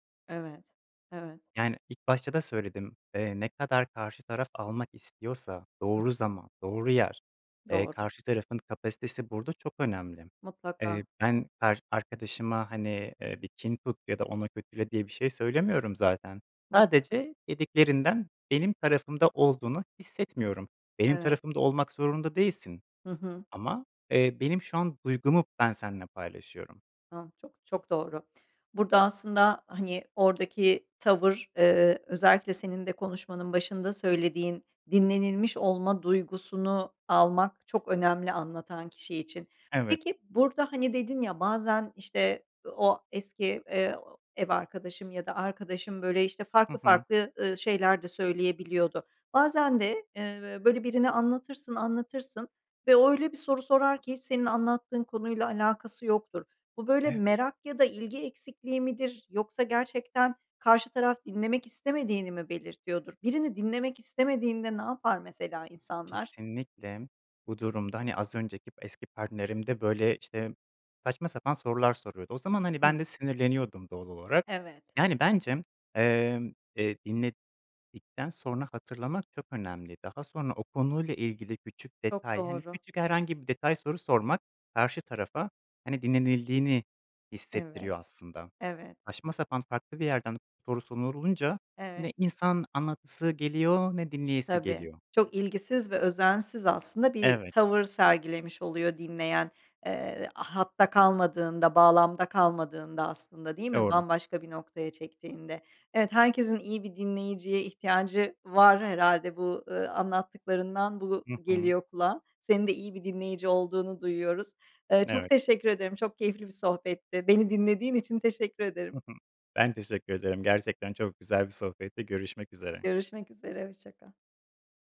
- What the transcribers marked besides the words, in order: tapping; stressed: "Kesinlikle"
- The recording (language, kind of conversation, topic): Turkish, podcast, İyi bir dinleyici olmak için neler yaparsın?
- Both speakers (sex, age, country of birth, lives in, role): female, 45-49, Turkey, Netherlands, host; male, 25-29, Turkey, Poland, guest